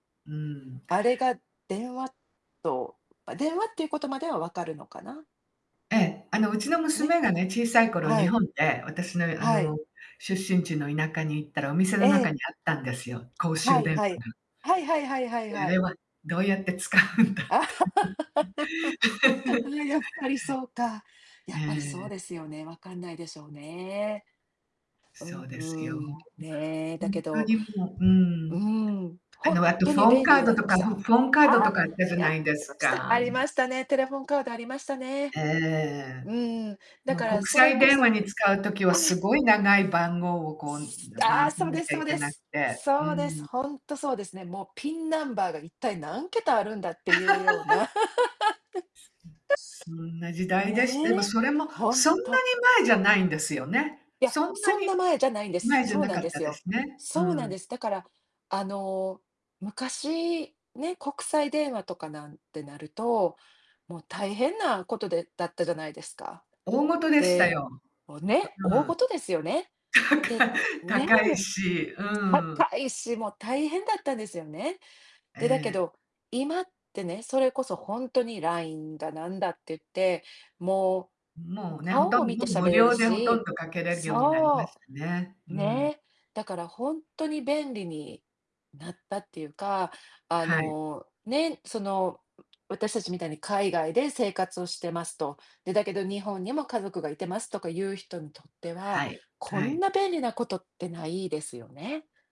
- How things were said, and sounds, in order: distorted speech; laugh; laughing while speaking: "使うんだって"; laugh; static; in English: "フォンカード"; in English: "フォンカード"; laugh; laugh; laughing while speaking: "高い、高いし、うん"
- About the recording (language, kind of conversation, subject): Japanese, unstructured, テクノロジーの進化によって、あなたの生活はどのように変わりましたか？